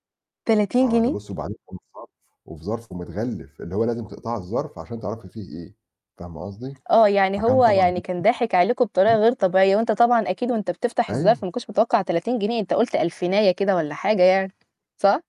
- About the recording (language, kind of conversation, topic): Arabic, unstructured, إزاي بتتعامل مع القلق قبل المناسبات المهمة؟
- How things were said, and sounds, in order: tapping; distorted speech; other noise